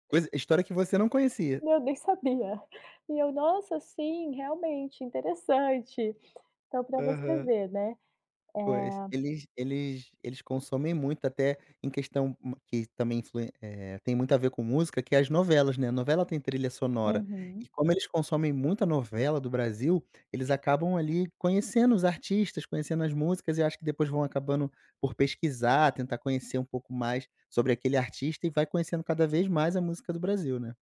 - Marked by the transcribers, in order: none
- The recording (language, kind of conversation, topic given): Portuguese, podcast, Como a imigração influenciou a música onde você mora?